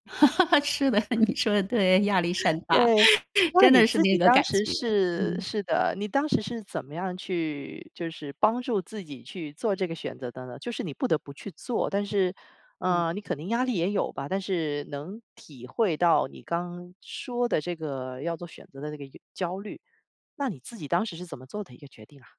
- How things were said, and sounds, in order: laugh; laughing while speaking: "是的，你说得对，压力山大"; chuckle; laughing while speaking: "对"
- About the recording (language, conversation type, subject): Chinese, podcast, 你如何处理选择带来的压力和焦虑？